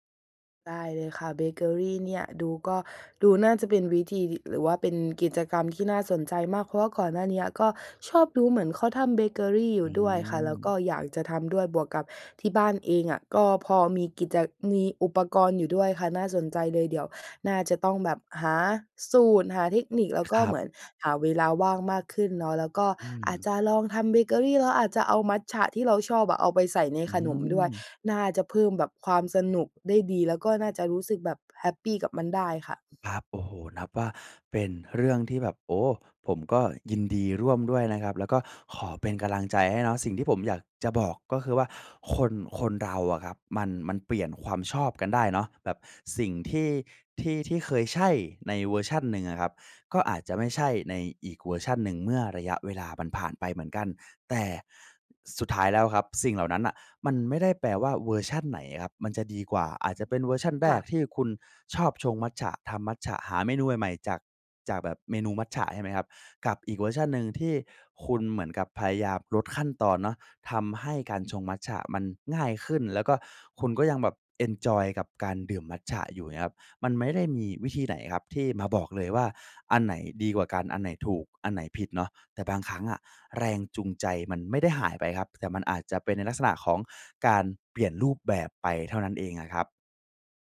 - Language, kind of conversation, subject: Thai, advice, ฉันเริ่มหมดแรงจูงใจที่จะทำสิ่งที่เคยชอบ ควรเริ่มทำอะไรได้บ้าง?
- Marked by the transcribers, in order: none